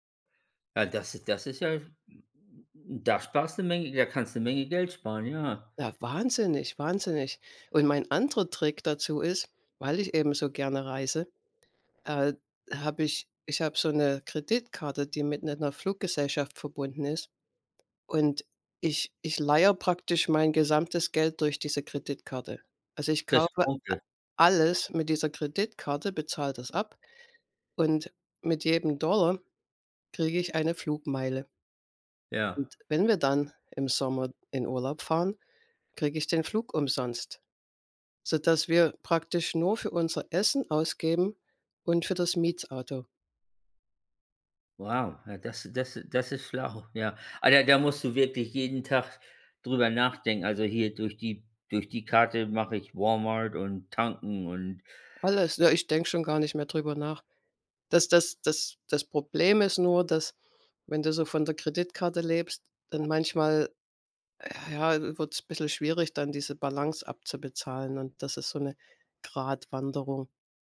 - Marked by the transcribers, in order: put-on voice: "Dollar"; "Mietauto" said as "Mietsauto"; put-on voice: "Walmart"
- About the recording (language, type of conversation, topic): German, unstructured, Wie sparst du am liebsten Geld?